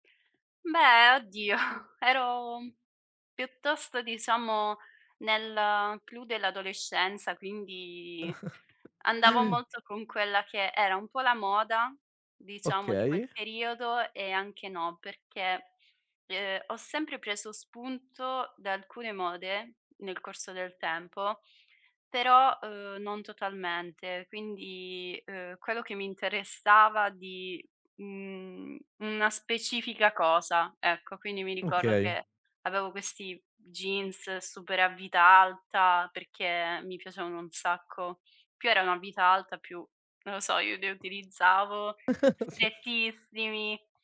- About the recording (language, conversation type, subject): Italian, podcast, Come è cambiato il tuo stile nel corso degli anni?
- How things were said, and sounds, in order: chuckle; chuckle; chuckle